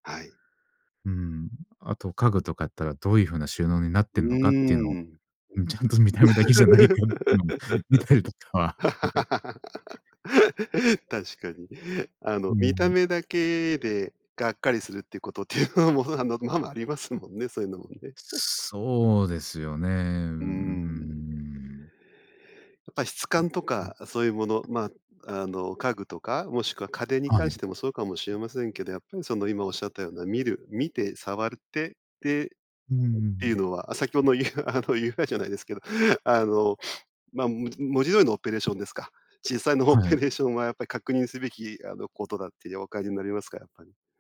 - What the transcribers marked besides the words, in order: laugh; laughing while speaking: "うん、ちゃんと見た目だけ … りとかは、はい"; laughing while speaking: "っていうのもあの、ままありますもんね"; other background noise; laughing while speaking: "先ほのゆ"
- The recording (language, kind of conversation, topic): Japanese, podcast, ミニマルと見せかけのシンプルの違いは何ですか？